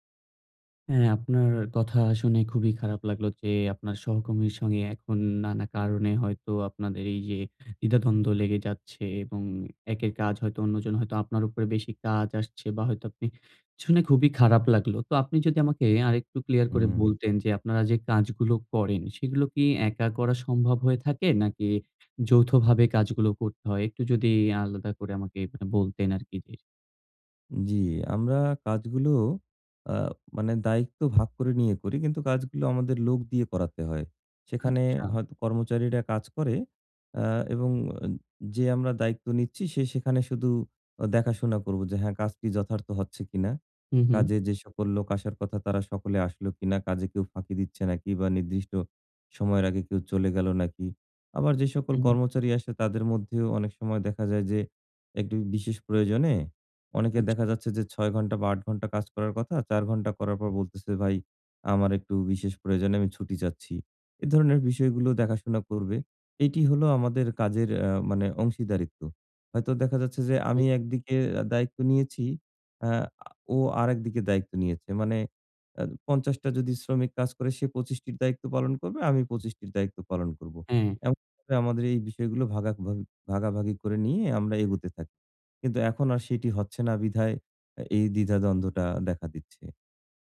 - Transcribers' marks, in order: "সহকর্মীর" said as "সহকমির"; "দ্বিধাদ্বন্দ্ব" said as "ইধাদ্বন্দ্ব"; "শুনে" said as "ছুনে"; tapping; bird
- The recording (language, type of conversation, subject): Bengali, advice, সহকর্মীর সঙ্গে কাজের সীমা ও দায়িত্ব কীভাবে নির্ধারণ করা উচিত?